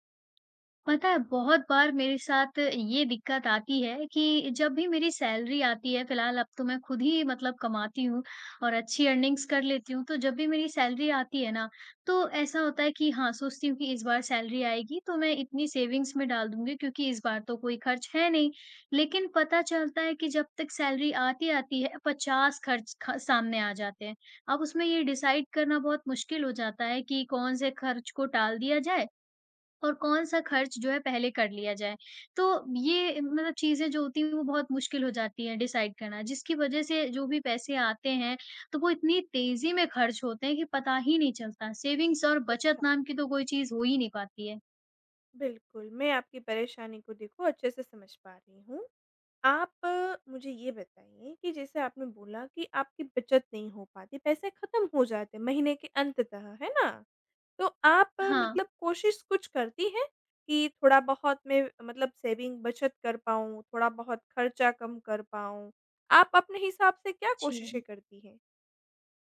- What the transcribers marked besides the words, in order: in English: "सैलरी"; tapping; other background noise; in English: "अर्निंग्स"; in English: "सैलरी"; in English: "सैलरी"; in English: "सेविंग्स"; in English: "सैलरी"; in English: "डिसाइड"; in English: "डिसाइड"; in English: "सेविंग्स"; in English: "सेविंग"
- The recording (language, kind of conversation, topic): Hindi, advice, माह के अंत से पहले आपका पैसा क्यों खत्म हो जाता है?